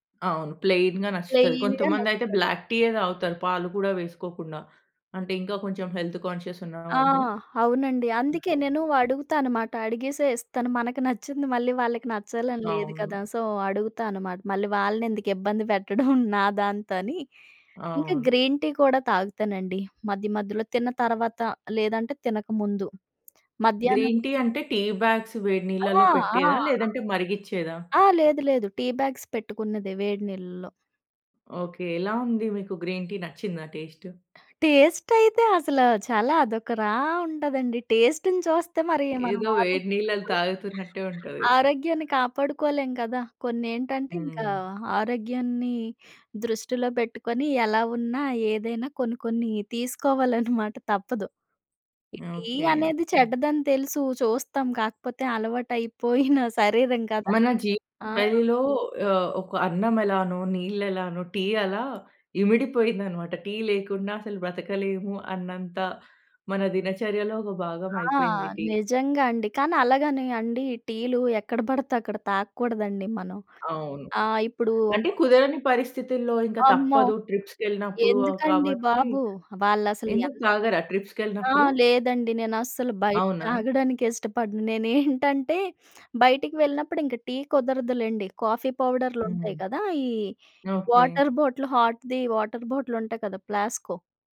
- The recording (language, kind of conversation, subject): Telugu, podcast, ప్రతిరోజు కాఫీ లేదా చాయ్ మీ దినచర్యను ఎలా మార్చేస్తుంది?
- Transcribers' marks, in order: in English: "ప్లెయిన్‌గా"; in English: "ప్లెయిన్‌గా"; in English: "బ్లాక్‌టీయె"; in English: "హెల్త్ కాన్షియస్"; in English: "సో"; in English: "గ్రీన్‌టీ"; tapping; in English: "గ్రీన్‌టీ"; in English: "టీ బ్యాగ్స్"; in English: "టీ బ్యాగ్స్"; in English: "గ్రీన్ టీ"; other background noise; in English: "రా"; in English: "టేస్ట్‌ని"; "నీళ్ళు" said as "నీళ్ళల్"; laughing while speaking: "ఆరోగ్యం"; unintelligible speech; in English: "కాఫీ"; in English: "వాటర్ బాటిల్ హాట్‌ది వాటర్ బాటిల్"